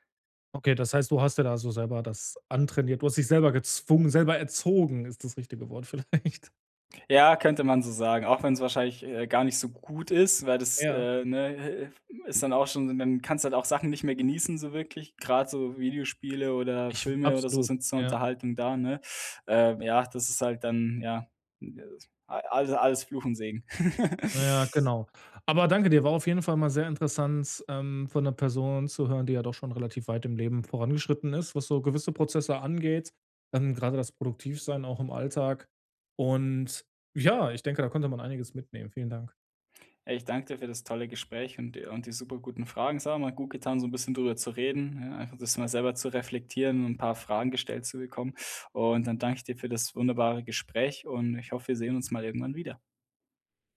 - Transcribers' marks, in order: laughing while speaking: "vielleicht"; chuckle
- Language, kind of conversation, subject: German, podcast, Wie startest du zu Hause produktiv in den Tag?